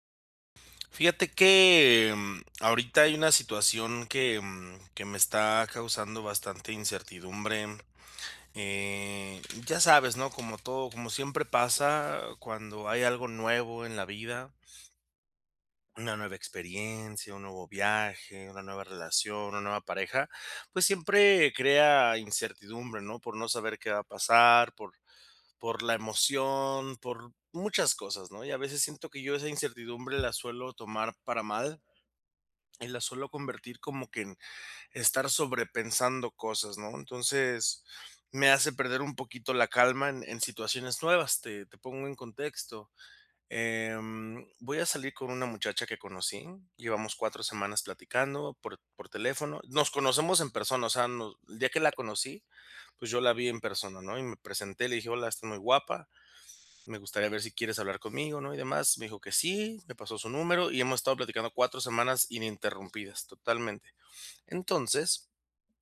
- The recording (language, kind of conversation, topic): Spanish, advice, ¿Cómo puedo aceptar la incertidumbre sin perder la calma?
- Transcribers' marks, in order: other background noise